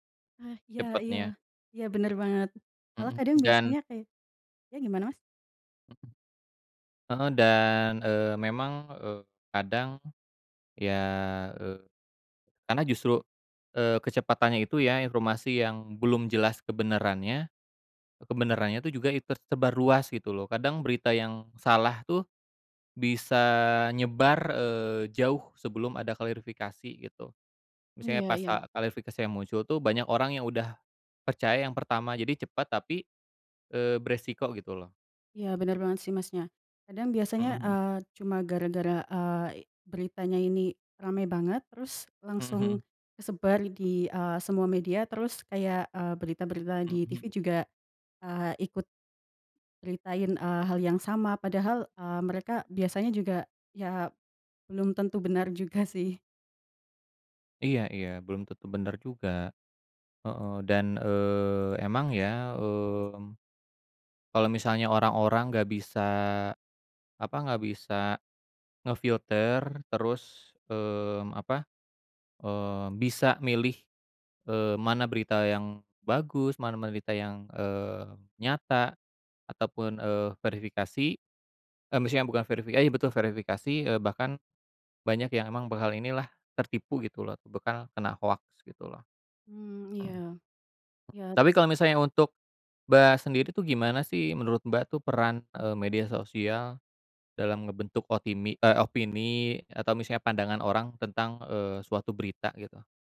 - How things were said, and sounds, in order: other background noise; laughing while speaking: "juga sih"; tapping
- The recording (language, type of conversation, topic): Indonesian, unstructured, Bagaimana menurutmu media sosial memengaruhi berita saat ini?